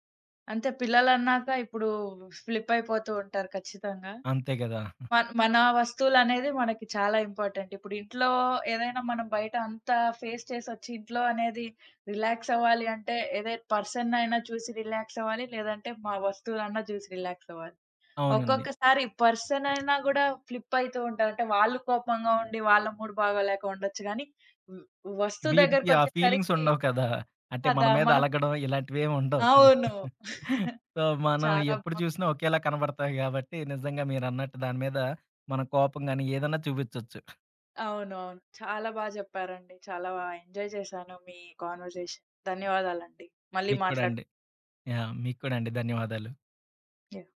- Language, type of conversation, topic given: Telugu, podcast, ఇంట్లో మీకు అత్యంత విలువైన వస్తువు ఏది, ఎందుకు?
- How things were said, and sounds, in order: tapping; giggle; in English: "ఇంపార్టెంట్"; in English: "ఫేస్"; in English: "పర్సన్‌నైనా"; in English: "రిలాక్స్"; in English: "రిలాక్స్"; giggle; in English: "సో"; giggle; other background noise; in English: "ఎంజాయ్"; in English: "కాన్వర్‌జేషన్"